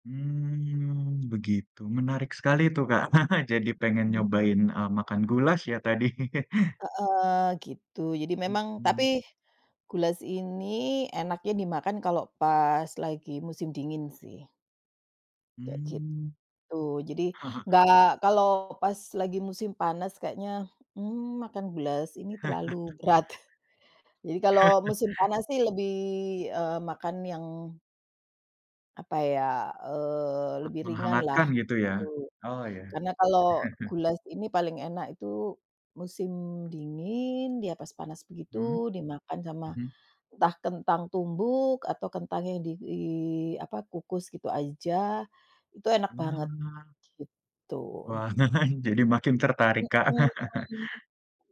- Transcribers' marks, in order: drawn out: "Mmm"; chuckle; other background noise; laugh; chuckle; laugh; chuckle; chuckle; chuckle; chuckle
- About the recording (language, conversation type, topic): Indonesian, unstructured, Masakan dari negara mana yang ingin Anda kuasai?